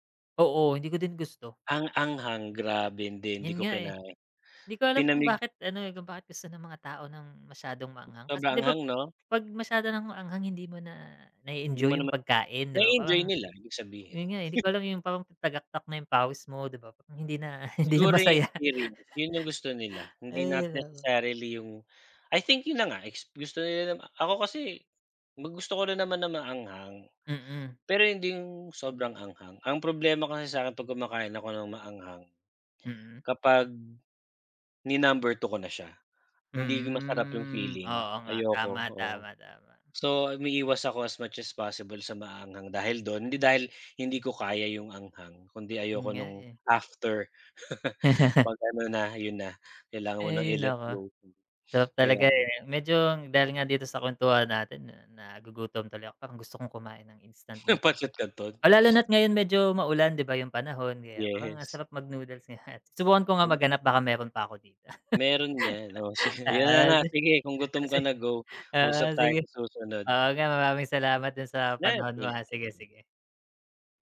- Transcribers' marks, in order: other background noise; tapping; chuckle; laughing while speaking: "masaya"; laugh; drawn out: "Hmm"; laugh; sniff; laughing while speaking: "si"; laugh
- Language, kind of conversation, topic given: Filipino, unstructured, Sa tingin mo ba nakasasama sa kalusugan ang pagkain ng instant noodles araw-araw?